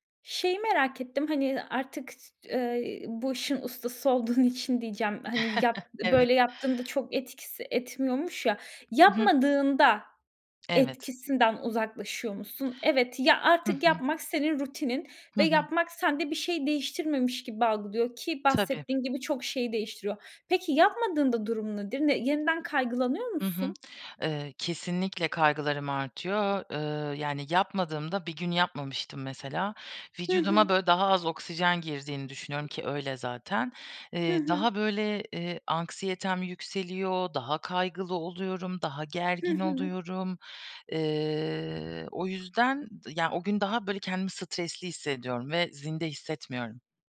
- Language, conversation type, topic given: Turkish, podcast, Kullanabileceğimiz nefes egzersizleri nelerdir, bizimle paylaşır mısın?
- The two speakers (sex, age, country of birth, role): female, 30-34, Turkey, guest; female, 30-34, Turkey, host
- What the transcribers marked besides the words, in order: other background noise; unintelligible speech; chuckle; lip smack; lip smack